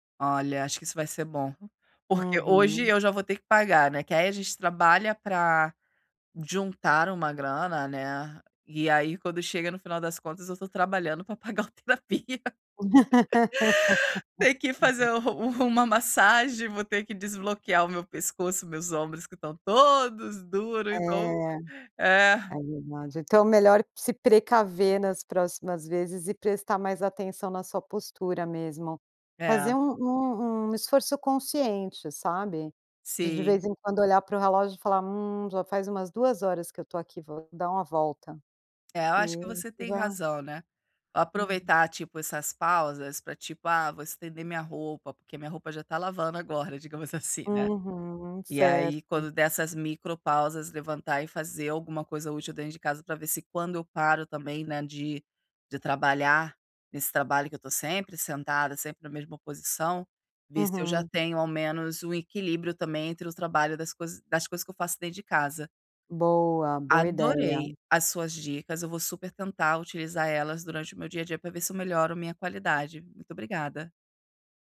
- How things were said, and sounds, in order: laugh
- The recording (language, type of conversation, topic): Portuguese, advice, Como posso equilibrar o trabalho com pausas programadas sem perder o foco e a produtividade?